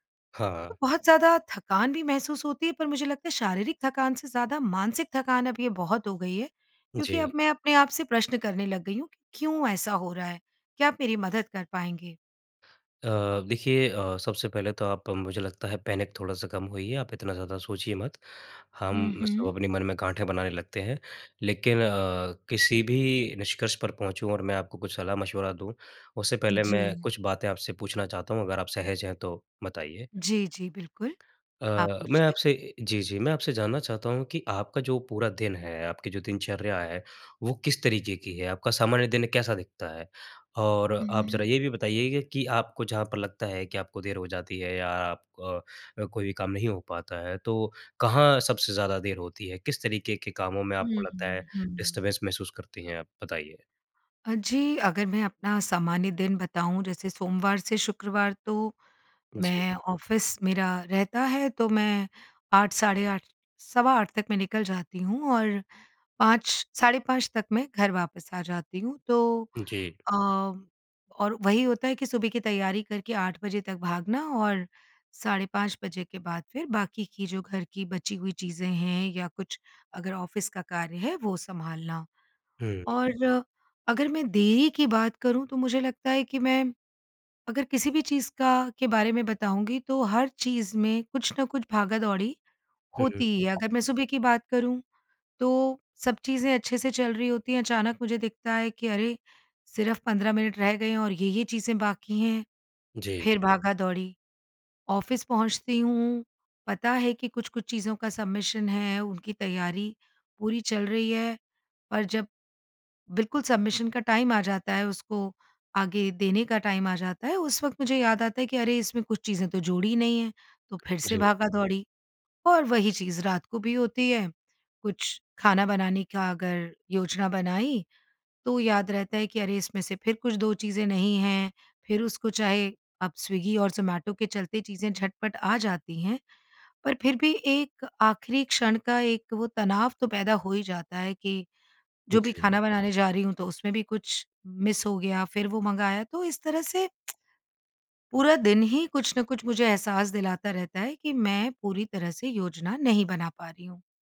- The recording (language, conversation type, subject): Hindi, advice, दिनचर्या की खराब योजना के कारण आप हमेशा जल्दी में क्यों रहते हैं?
- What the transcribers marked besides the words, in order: in English: "पैनिक"; in English: "डिस्टरबेंस"; in English: "ऑफ़िस"; in English: "ऑफ़िस"; tapping; in English: "ऑफ़िस"; in English: "सबमिशन"; in English: "सबमिशन"; in English: "टाइम"; in English: "टाइम"; in English: "मिस"; tsk